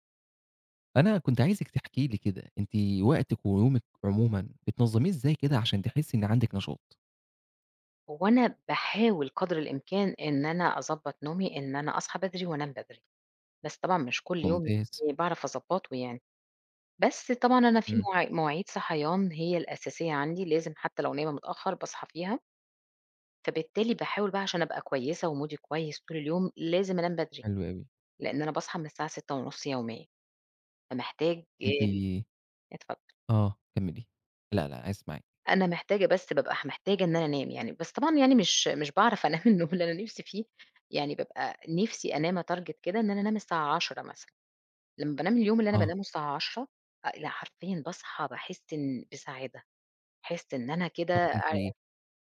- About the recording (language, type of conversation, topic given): Arabic, podcast, إزاي بتنظّم نومك عشان تحس بنشاط؟
- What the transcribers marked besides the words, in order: in English: "ومودي"; laughing while speaking: "النوم اللي"; in English: "أtarget"